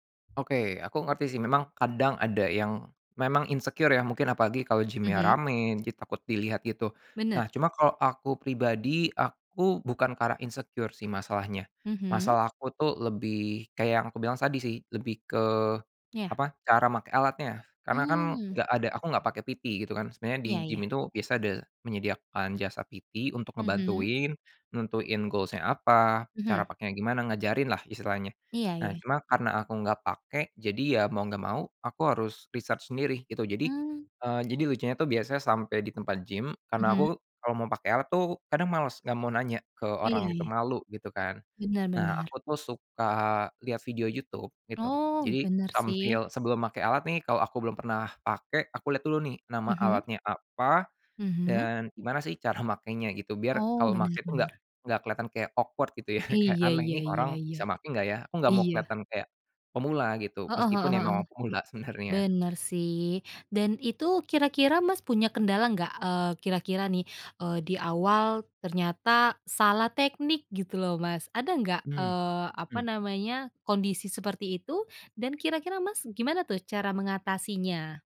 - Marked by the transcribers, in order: in English: "insecure"; in English: "insecure"; in English: "PT"; in English: "PT"; in English: "goals-nya"; in English: "awkward"
- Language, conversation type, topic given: Indonesian, podcast, Jika harus memberi saran kepada pemula, sebaiknya mulai dari mana?